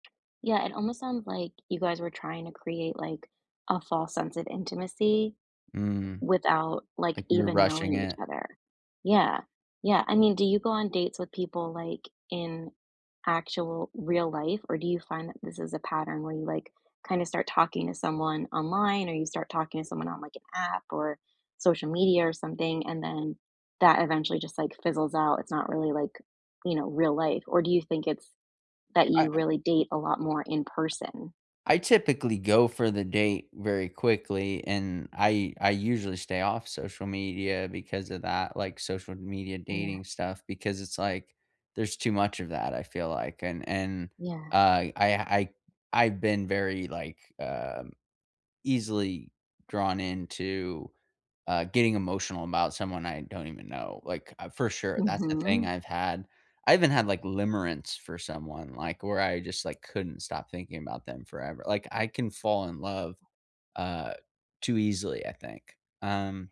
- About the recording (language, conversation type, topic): English, unstructured, How do you build a strong emotional connection?
- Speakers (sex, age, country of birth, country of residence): female, 40-44, United States, United States; male, 35-39, United States, United States
- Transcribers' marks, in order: tapping; other background noise